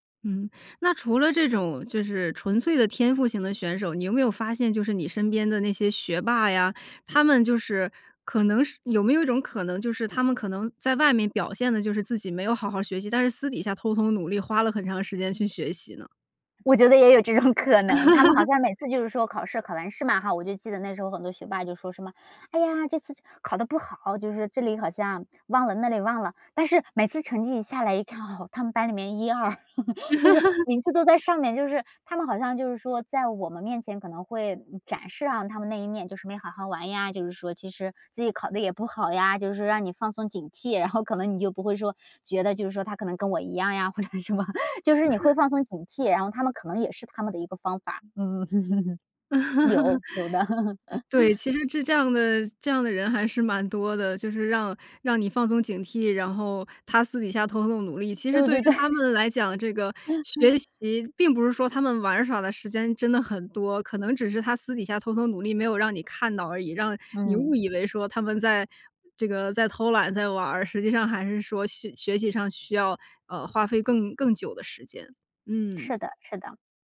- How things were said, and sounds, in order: joyful: "我觉得也有这种 可能"; other background noise; laugh; laugh; laugh; laugh; laughing while speaking: "或者什么"; laugh; laughing while speaking: "对"; laugh
- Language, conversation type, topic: Chinese, podcast, 你觉得学习和玩耍怎么搭配最合适?